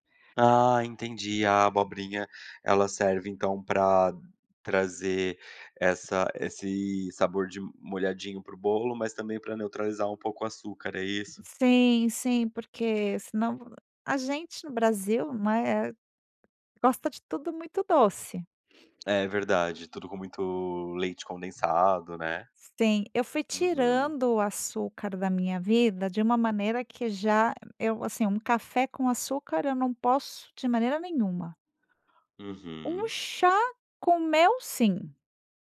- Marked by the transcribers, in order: none
- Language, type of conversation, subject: Portuguese, podcast, Que receita caseira você faz quando quer consolar alguém?